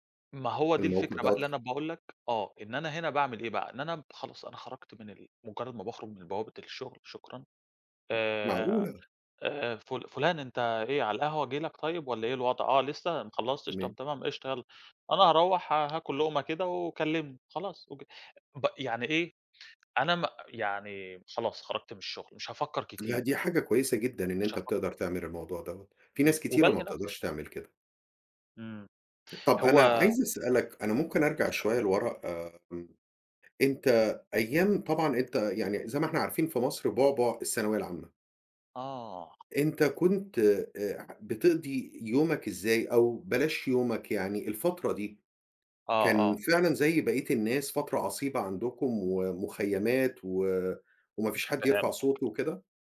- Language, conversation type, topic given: Arabic, podcast, إزاي بتوازن بين الشغل وحياتك الشخصية؟
- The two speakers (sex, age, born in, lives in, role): male, 30-34, Egypt, Greece, guest; male, 55-59, Egypt, United States, host
- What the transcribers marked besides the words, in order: tapping